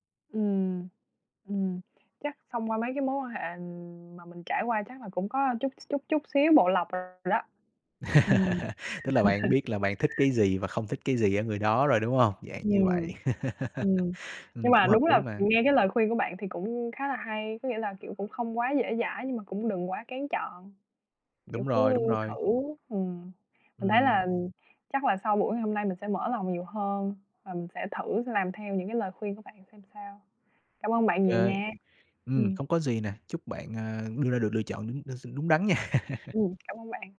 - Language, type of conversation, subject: Vietnamese, advice, Tôi nên chọn kết hôn hay sống độc thân?
- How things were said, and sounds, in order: tapping; laugh; other background noise; chuckle; laugh; laughing while speaking: "nha"; chuckle